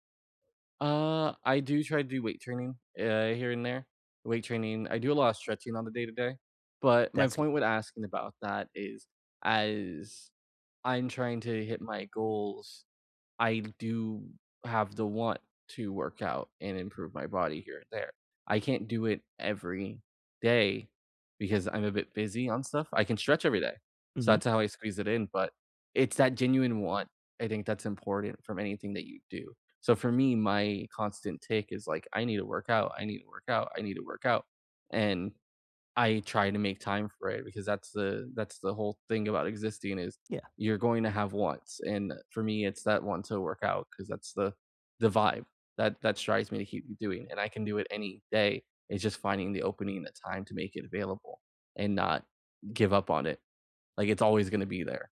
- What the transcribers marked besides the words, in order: drawn out: "as"; tapping
- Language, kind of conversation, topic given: English, unstructured, What small step can you take today toward your goal?